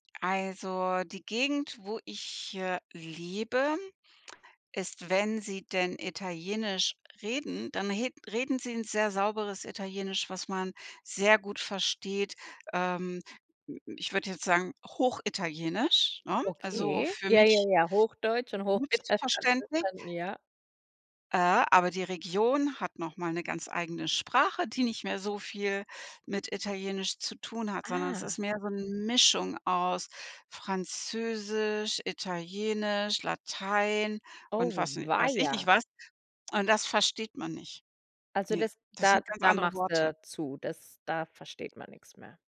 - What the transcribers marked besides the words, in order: unintelligible speech
- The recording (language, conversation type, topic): German, podcast, Wie passt du deine Sprache an unterschiedliche kulturelle Kontexte an?